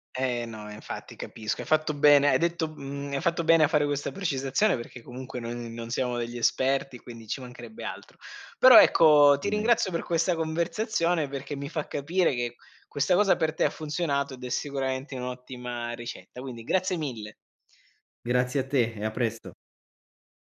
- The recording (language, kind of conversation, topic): Italian, podcast, Come usi la respirazione per calmarti?
- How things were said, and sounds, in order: tapping